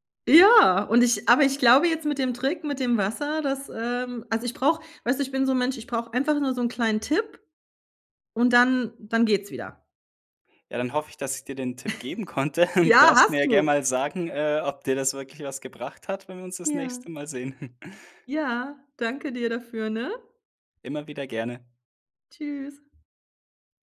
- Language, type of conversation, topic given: German, advice, Wie kann ich nach der Arbeit trotz Müdigkeit gesunde Mahlzeiten planen, ohne überfordert zu sein?
- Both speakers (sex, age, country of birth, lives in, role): female, 45-49, Germany, Germany, user; male, 25-29, Germany, Germany, advisor
- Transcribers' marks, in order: joyful: "Ja!"; chuckle; joyful: "Ja, hast du!"; laughing while speaking: "konnte"; chuckle; chuckle